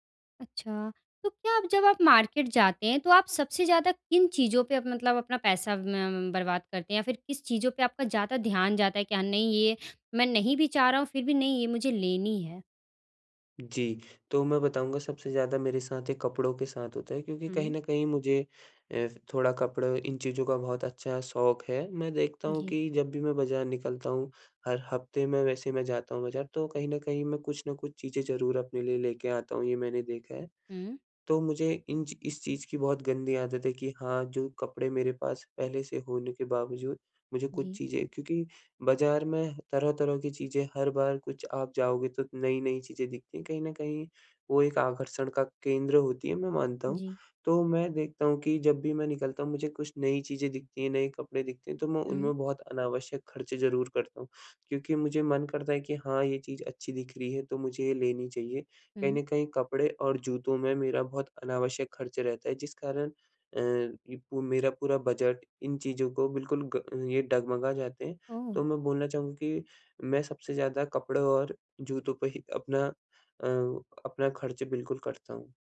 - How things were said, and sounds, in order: in English: "मार्केट"
- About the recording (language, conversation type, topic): Hindi, advice, मैं अपनी खर्च करने की आदतें कैसे बदलूँ?